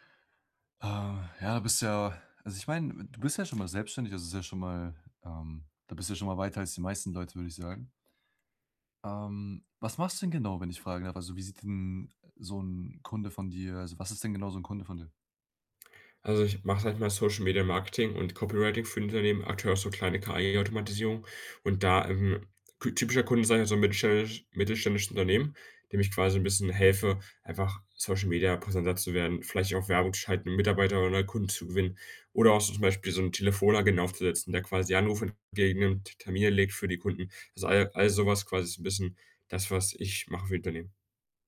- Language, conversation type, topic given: German, advice, Wie kann ich Motivation und Erholung nutzen, um ein Trainingsplateau zu überwinden?
- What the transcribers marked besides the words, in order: other background noise